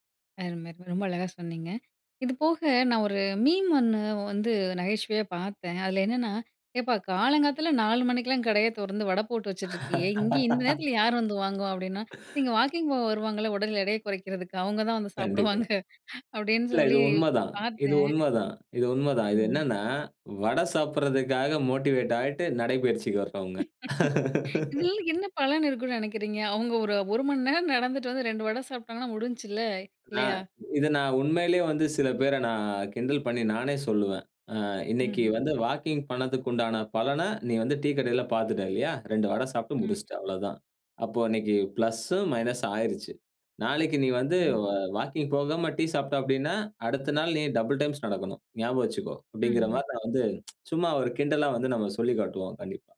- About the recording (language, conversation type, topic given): Tamil, podcast, நடைபயிற்சியின் போது மனதை கவனமாக வைத்திருக்க என்னென்ன எளிய குறிப்புகள் உள்ளன?
- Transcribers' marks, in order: laugh; laugh; in English: "மோட்டிவேட்"; laugh; in English: "பிளஸ், மைனஸ்"; in English: "டபிள் டைம்ஸ்"